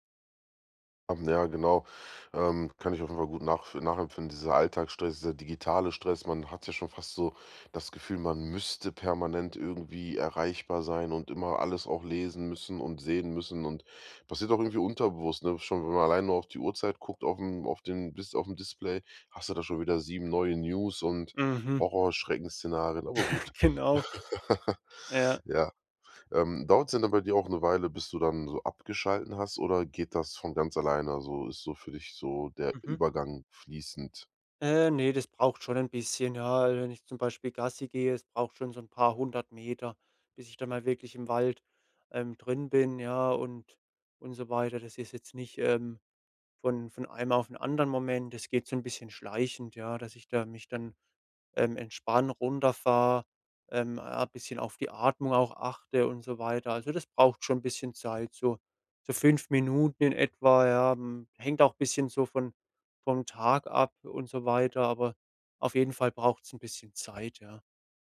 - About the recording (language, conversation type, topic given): German, podcast, Wie hilft dir die Natur beim Abschalten vom digitalen Alltag?
- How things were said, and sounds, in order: stressed: "müsste"; chuckle; laugh